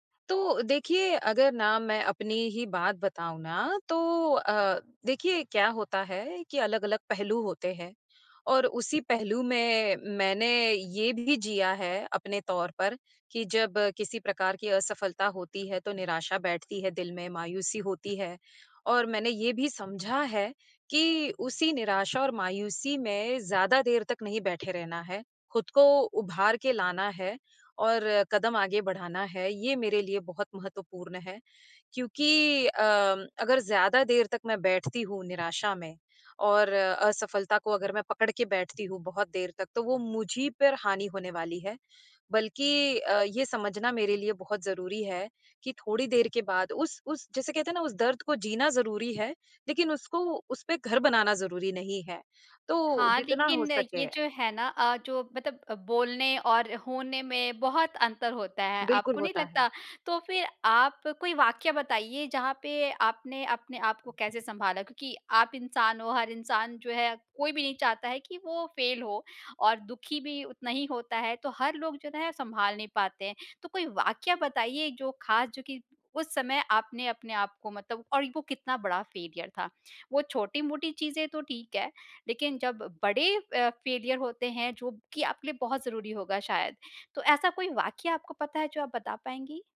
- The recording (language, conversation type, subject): Hindi, podcast, आप असफलता को कैसे स्वीकार करते हैं और उससे क्या सीखते हैं?
- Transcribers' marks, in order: in English: "फ़ेलियर"; in English: "फ़ेलियर"